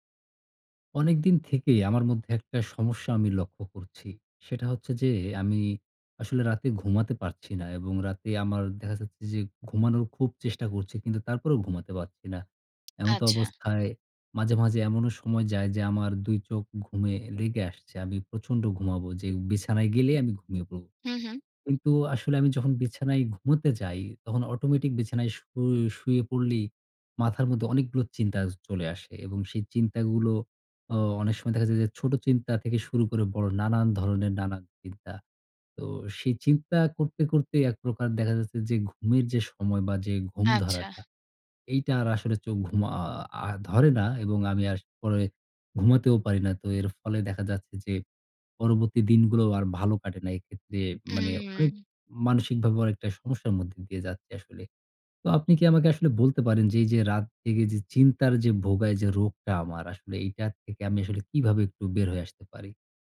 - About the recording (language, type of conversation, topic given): Bengali, advice, রাতে চিন্তায় ভুগে ঘুমাতে না পারার সমস্যাটি আপনি কীভাবে বর্ণনা করবেন?
- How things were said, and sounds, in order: tapping; drawn out: "উম"